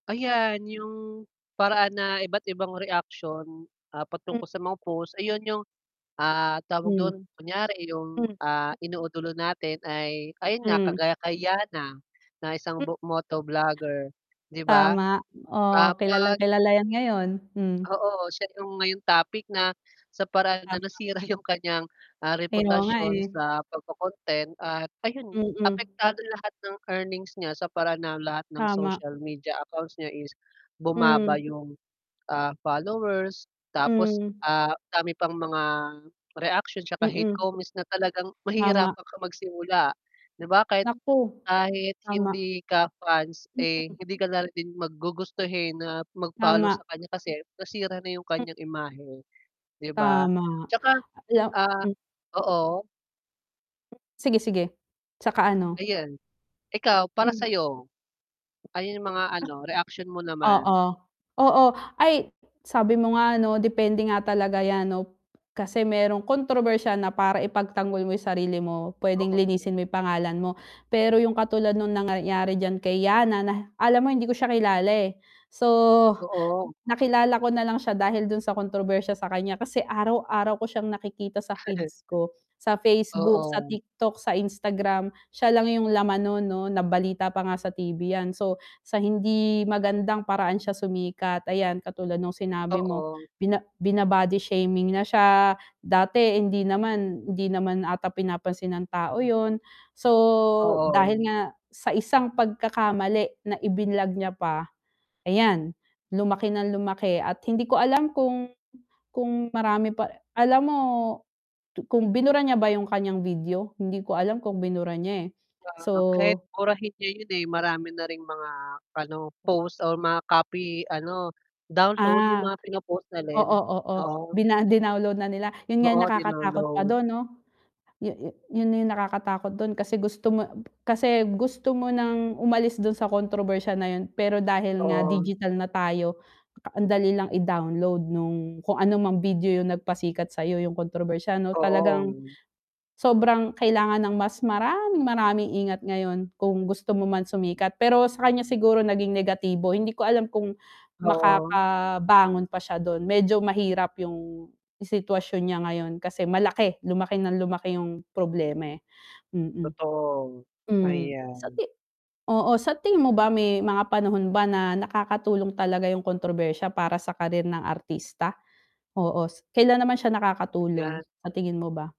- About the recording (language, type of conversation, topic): Filipino, unstructured, Paano mo tinitingnan ang paggamit ng mga artista ng midyang panlipunan para magpasiklab ng kontrobersiya?
- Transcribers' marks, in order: static; distorted speech; "iniidulo" said as "inuudulo"; laughing while speaking: "yung"; other background noise; tapping; chuckle